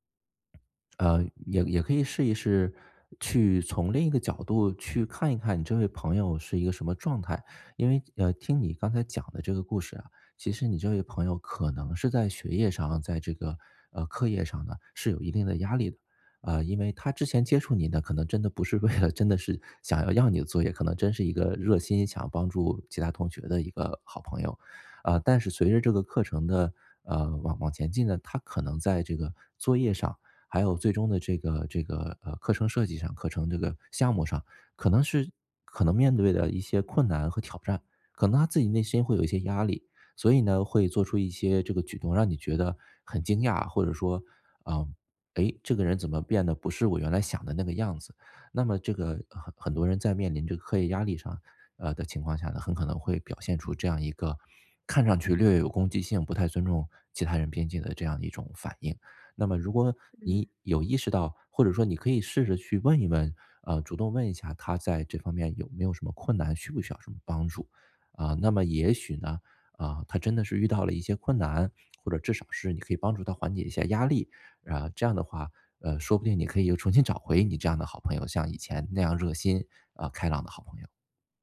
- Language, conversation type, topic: Chinese, advice, 我该如何与朋友清楚地设定个人界限？
- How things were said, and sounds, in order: tapping; other background noise; laughing while speaking: "为了"